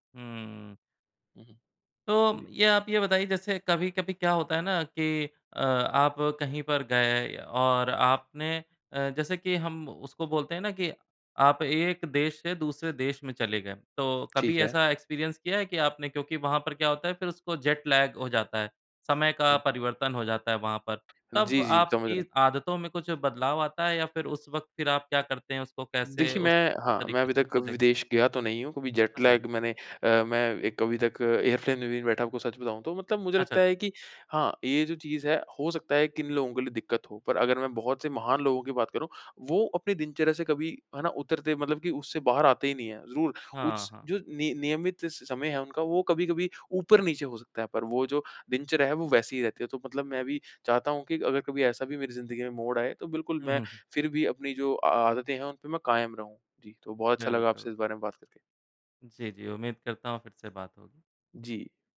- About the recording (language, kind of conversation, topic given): Hindi, podcast, सुबह उठते ही आपकी पहली आदत क्या होती है?
- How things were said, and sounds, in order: in English: "एक्सपीरियंस"; in English: "जेट लैग"; in English: "जेट लैग"; in English: "एयरप्लेन"